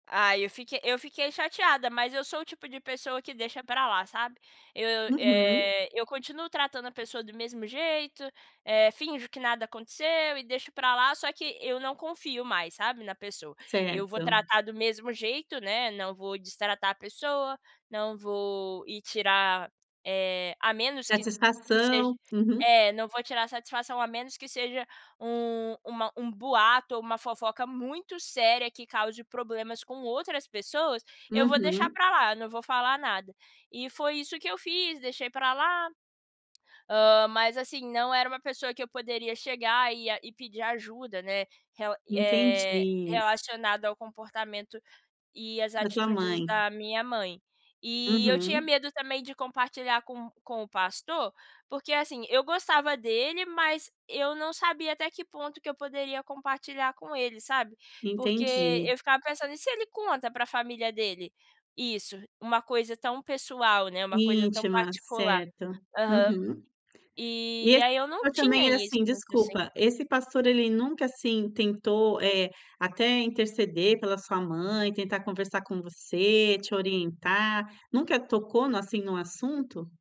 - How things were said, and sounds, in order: none
- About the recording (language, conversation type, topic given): Portuguese, advice, Como lidar com expectativas familiares sobre meu comportamento e minhas escolhas?